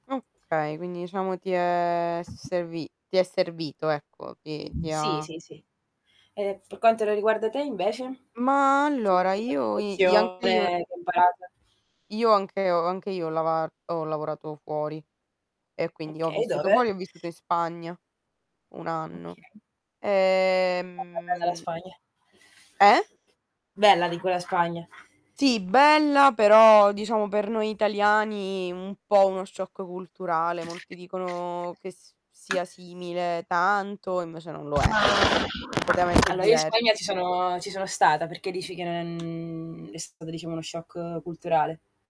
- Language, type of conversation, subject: Italian, unstructured, Qual è una lezione importante che hai imparato nella vita?
- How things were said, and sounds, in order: static; other background noise; unintelligible speech; distorted speech; tapping; unintelligible speech; drawn out: "ehm"; mechanical hum